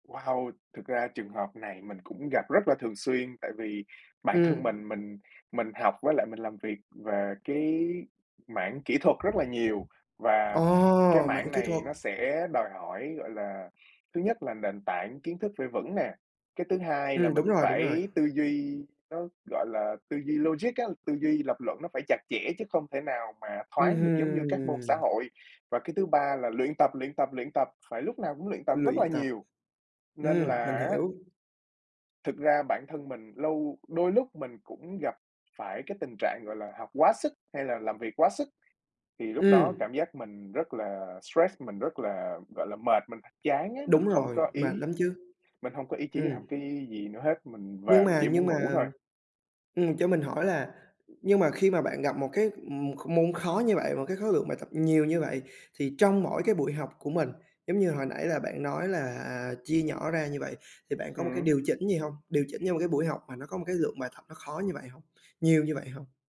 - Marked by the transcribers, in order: tapping; other background noise
- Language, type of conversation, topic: Vietnamese, podcast, Bạn thường học theo cách nào hiệu quả nhất?